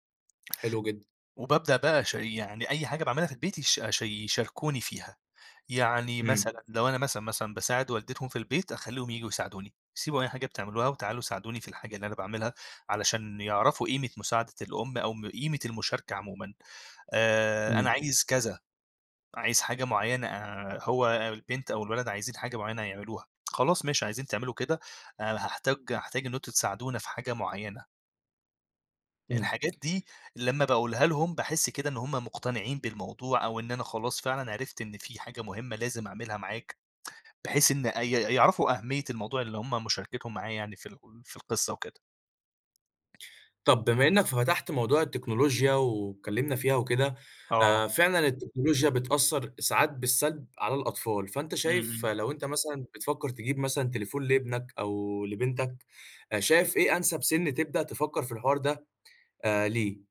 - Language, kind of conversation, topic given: Arabic, podcast, إزاي بتعلّم ولادك وصفات العيلة؟
- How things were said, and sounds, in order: tapping; tsk